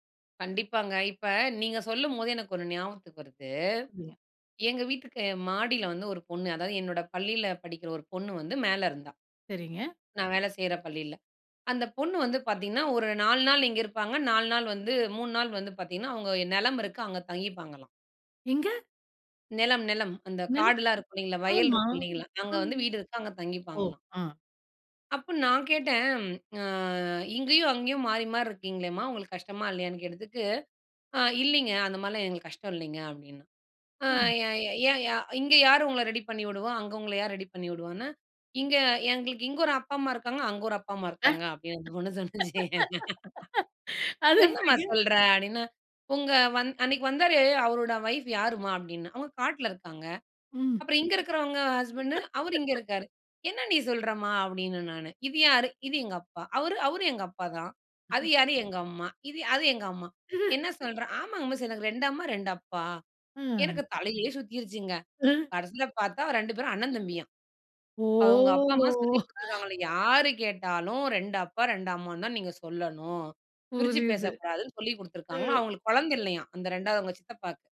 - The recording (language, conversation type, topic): Tamil, podcast, திறந்த மனத்துடன் எப்படிப் பயனுள்ளதாகத் தொடர்பு கொள்ளலாம்?
- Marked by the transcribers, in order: unintelligible speech; laughing while speaking: "அது எப்டிங்க?"; laughing while speaking: "சொல்லுச்சு!"; in English: "வைஃப்"; in English: "ஹஸ்பண்ட்"; laugh; chuckle; drawn out: "ஓ!"; chuckle